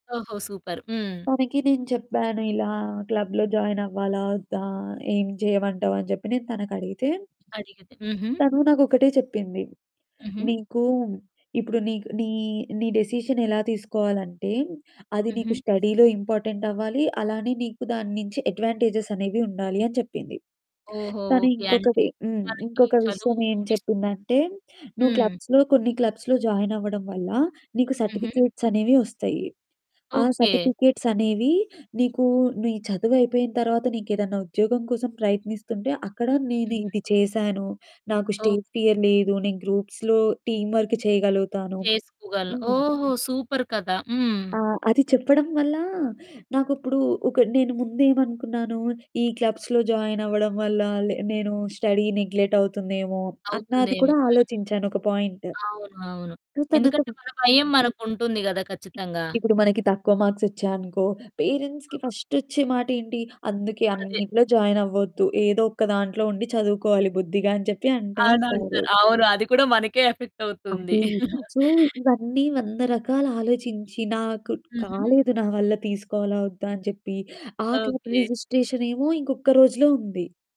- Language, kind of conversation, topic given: Telugu, podcast, సాధారణంగా మీరు నిర్ణయం తీసుకునే ముందు స్నేహితుల సలహా తీసుకుంటారా, లేక ఒంటరిగా నిర్ణయించుకుంటారా?
- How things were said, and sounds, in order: in English: "సూపర్"; in English: "క్లబ్‌లో జాయిన్"; other background noise; in English: "డెసిషన్"; in English: "స్టడీ‌లో ఇంపార్టెంట్"; in English: "అడ్వాంటే‌జెస్"; distorted speech; in English: "క్లబ్స్‌లో"; in English: "క్లబ్స్‌లో జాయిన్"; in English: "సర్టిఫికేట్స్"; in English: "సర్టిఫికేట్స్"; in English: "స్టేజ్ ఫియర్"; in English: "గ్రూప్స్‌లో టీమ్ వర్క్"; in English: "సూపర్"; in English: "క్లబ్స్‌లో జాయిన్"; in English: "స్టడీ నెగ్లెక్ట్"; in English: "పాయింట్"; static; in English: "మార్క్స్"; in English: "పేరెంట్స్‌కి ఫస్ట్"; in English: "జాయిన్"; in English: "సో"; chuckle; in English: "క్లబ్"